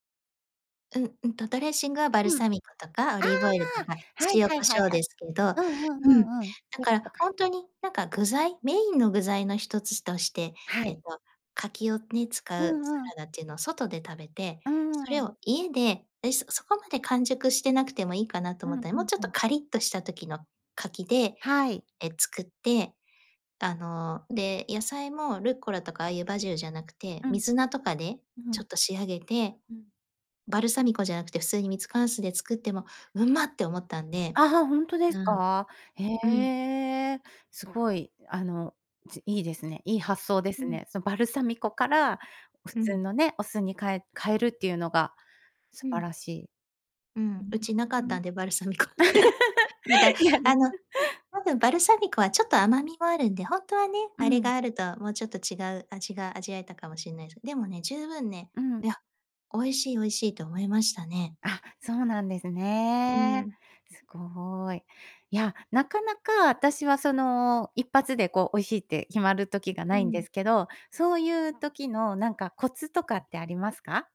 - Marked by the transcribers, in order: tapping; laughing while speaking: "ミコ"; chuckle; unintelligible speech; laugh; laughing while speaking: "いや"; laugh
- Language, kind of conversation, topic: Japanese, podcast, 料理で一番幸せを感じる瞬間は？